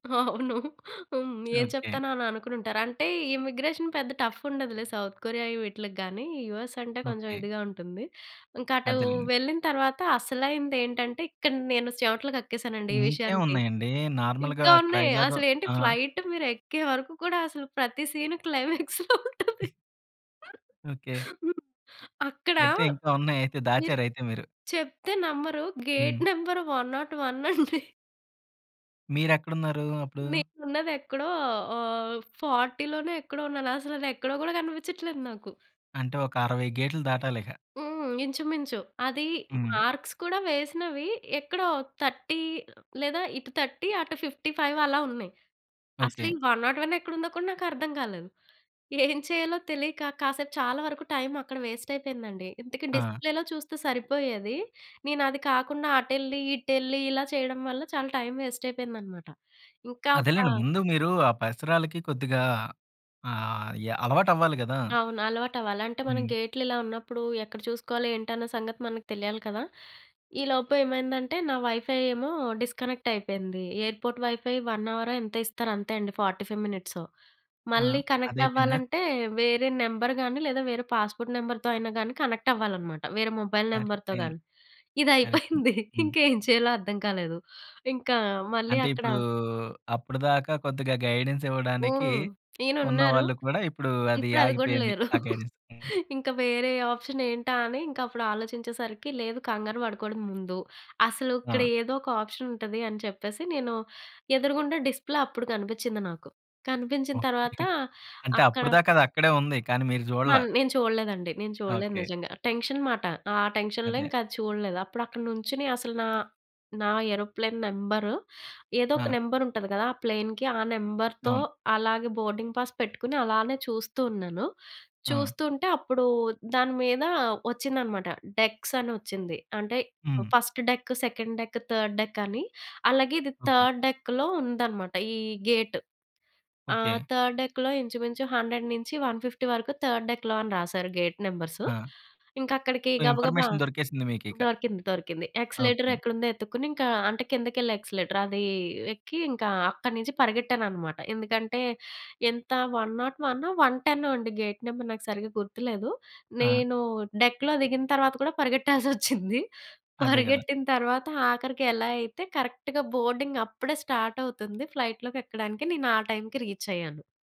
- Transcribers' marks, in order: chuckle; in English: "ఇమ్మిగ్రేషన్"; in English: "యూఎస్"; in English: "నార్మల్‌గా"; in English: "ఫ్లైట్"; other noise; laughing while speaking: "క్లైమాక్స్‌లా ఉంటది. హ్మ్. అక్కడ, మీరు … నాట్ వన్ అండి"; in English: "క్లైమాక్స్‌లా"; in English: "గేట్ నంబర్ వన్ నాట్ వన్"; in English: "మార్క్స్"; in English: "థర్టీ"; in English: "థర్టీ"; in English: "ఫిఫ్టీ ఫైవ్"; in English: "వన్ నాట్ వన్"; in English: "వేస్ట్"; in English: "డిస్‌ప్లే‌లో"; in English: "టైమ్ వేస్ట్"; in English: "వైఫై"; in English: "డిస్కనెక్ట్"; in English: "ఎయిర్పోర్ట్ వైఫై వన్ అవర్"; in English: "ఫార్టీ ఫైవ్ మినిట్స్"; in English: "కనెక్ట్"; in English: "పాస్పోర్ట్ నెంబర్‌తో"; in English: "కనెక్ట్"; in English: "మొబైల్ నెంబర్‌తో"; chuckle; in English: "గైడెన్స్"; chuckle; in English: "గైడెన్స్"; in English: "ఆప్షన్"; in English: "ఆప్షన్"; in English: "డిస్‌ప్లే"; in English: "టెన్షన్"; in English: "టెన్షన్‌లో"; in English: "ఏరోప్లేన్ నంబర్"; in English: "నంబర్"; in English: "ప్లేన్‌కి"; in English: "నంబర్‌తో"; in English: "బోర్డింగ్ పాస్"; in English: "డెక్స్"; in English: "ఫర్స్ట్ డెక్, సెకండ్ డెక్, థర్డ్ డెక్"; in English: "థర్డ్ డెక్‌లో"; in English: "గేట్"; in English: "థర్డ్ డెక్‌లో"; in English: "హండ్రెడ్"; in English: "వన్ ఫిఫ్టీ"; in English: "థర్డ్ డెక్‌లో"; in English: "గేట్ నంబర్స్"; in English: "ఇన్ఫర్మేషన్"; in English: "యాక్సిలరేటర్"; in English: "యాక్సిలరేటర్"; in English: "వన్ నోట్ వనో వన్ టెన్"; in English: "గేట్ నంబర్"; in English: "డెక్‌లో"; chuckle; in English: "కరెక్ట్‌గా బోర్డింగ్"; in English: "స్టార్ట్"; in English: "ఫ్లైట్"; in English: "రీచ్"
- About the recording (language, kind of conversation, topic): Telugu, podcast, నువ్వు ఒంటరిగా చేసిన మొదటి ప్రయాణం గురించి చెప్పగలవా?